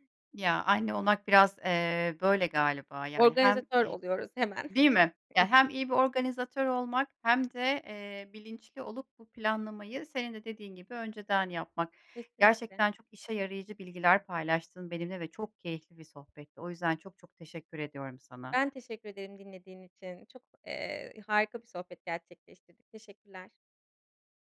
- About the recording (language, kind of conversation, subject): Turkish, podcast, Bütçe kısıtlıysa kutlama yemeğini nasıl hazırlarsın?
- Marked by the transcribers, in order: chuckle; tapping